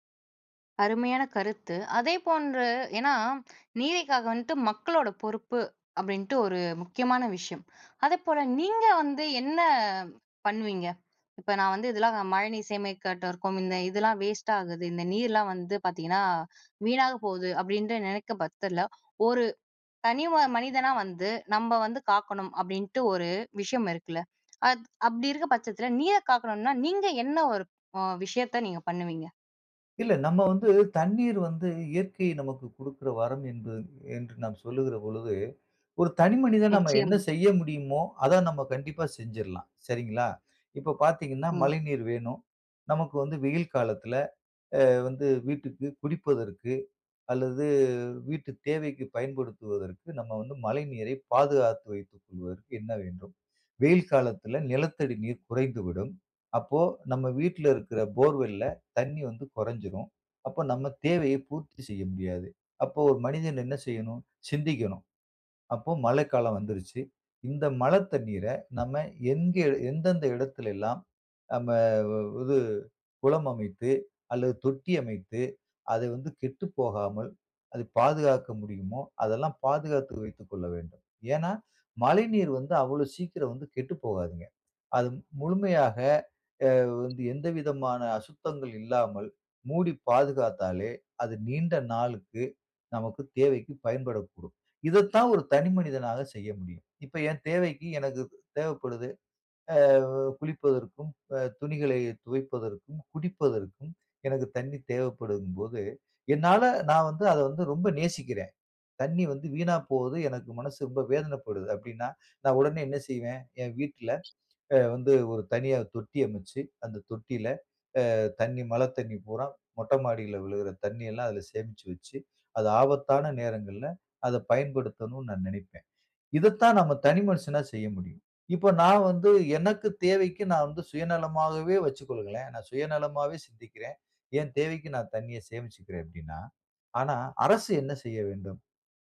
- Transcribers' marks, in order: other noise
- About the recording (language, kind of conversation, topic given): Tamil, podcast, நீரைப் பாதுகாக்க மக்கள் என்ன செய்ய வேண்டும் என்று நீங்கள் நினைக்கிறீர்கள்?